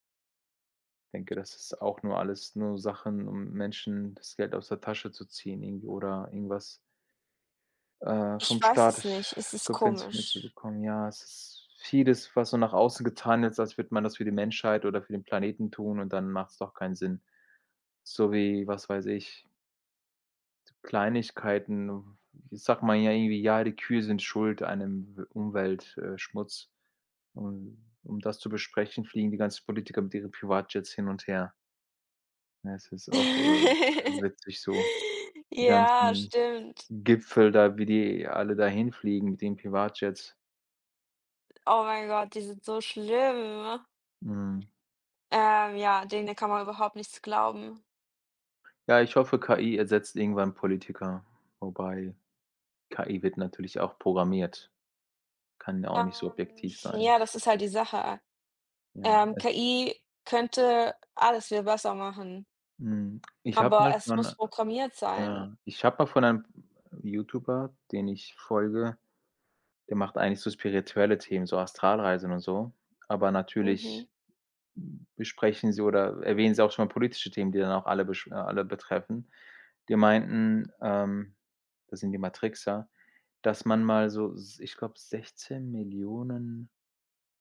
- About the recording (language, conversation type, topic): German, unstructured, Welche wissenschaftliche Entdeckung hat dich glücklich gemacht?
- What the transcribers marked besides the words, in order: giggle; drawn out: "schlimm"